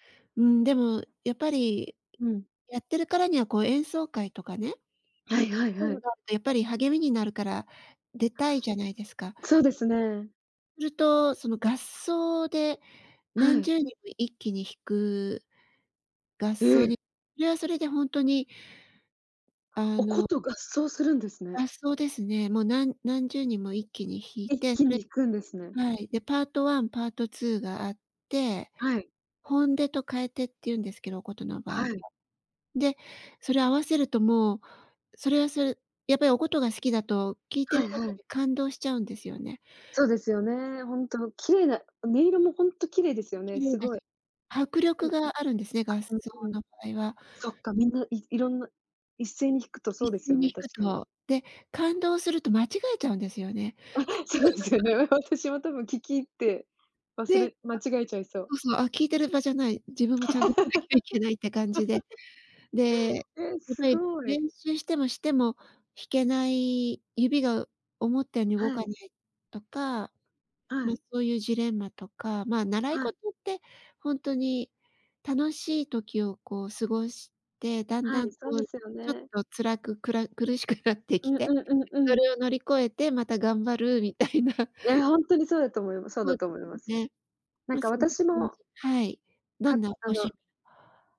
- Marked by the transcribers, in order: surprised: "ええ"; laughing while speaking: "そうですよね、わ 私も多分聴き入って"; laugh; laugh; tapping; laughing while speaking: "苦しくなってきて"; other background noise; laughing while speaking: "頑張るみたいな"
- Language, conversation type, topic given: Japanese, unstructured, 好きな趣味は何ですか？